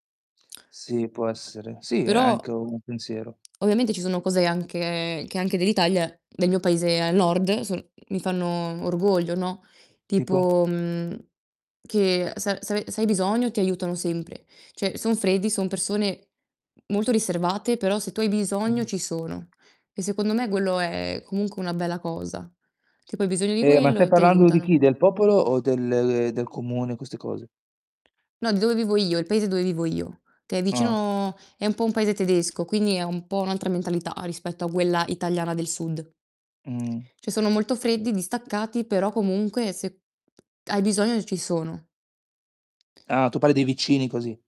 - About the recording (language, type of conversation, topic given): Italian, unstructured, Che cosa ti rende orgoglioso del tuo paese?
- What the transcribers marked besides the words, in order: tapping; distorted speech; "ovviamente" said as "ovamente"; other background noise; "Italia" said as "Itaglia"; "Cioè" said as "ceh"; "quello" said as "guello"; "quello" said as "guello"; "quindi" said as "quini"; "quella" said as "guella"; "Cioè" said as "Ceh"; "parli" said as "palli"